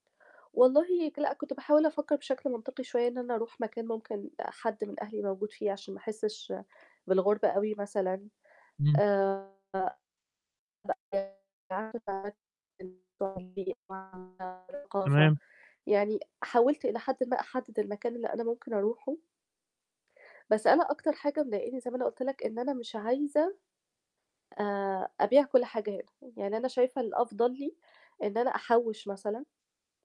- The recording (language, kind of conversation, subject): Arabic, advice, إزاي أتعامل مع خوف الفشل وأنا عايز/عايزة أجرب حاجة جديدة؟
- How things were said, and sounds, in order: tapping; distorted speech; unintelligible speech; static